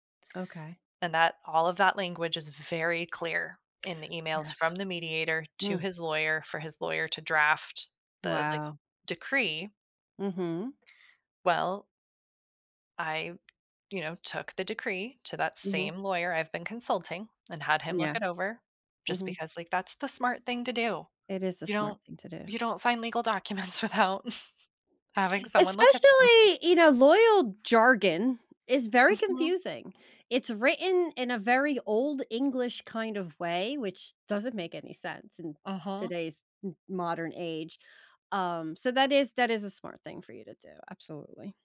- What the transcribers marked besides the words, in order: stressed: "very"; tapping; laughing while speaking: "documents"; chuckle; other background noise
- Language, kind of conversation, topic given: English, advice, How can I reduce stress and improve understanding with my partner?
- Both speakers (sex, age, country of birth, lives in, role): female, 40-44, United States, United States, user; female, 50-54, United States, United States, advisor